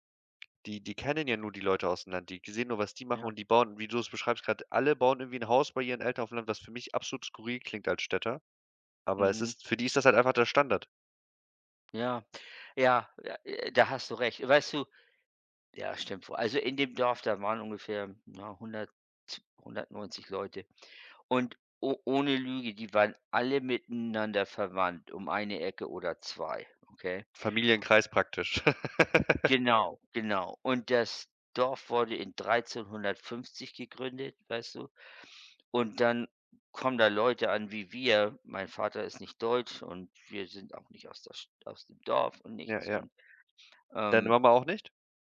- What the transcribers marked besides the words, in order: laugh
- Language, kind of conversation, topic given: German, unstructured, Was motiviert dich, deine Träume zu verfolgen?